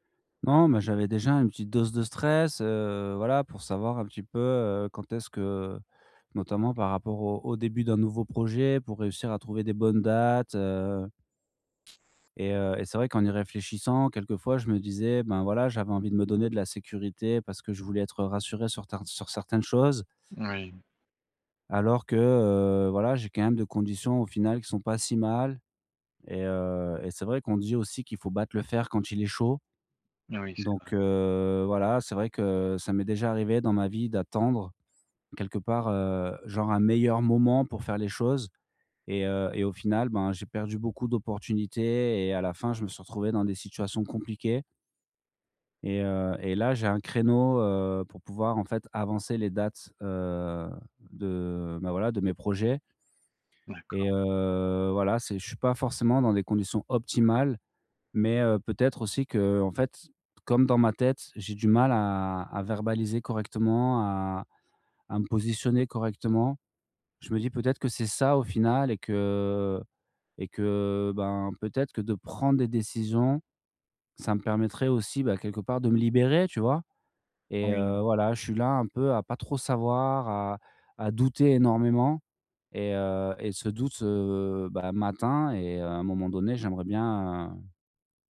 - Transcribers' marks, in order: other background noise; drawn out: "heu"; stressed: "optimales"
- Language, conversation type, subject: French, advice, Comment puis-je mieux reconnaître et nommer mes émotions au quotidien ?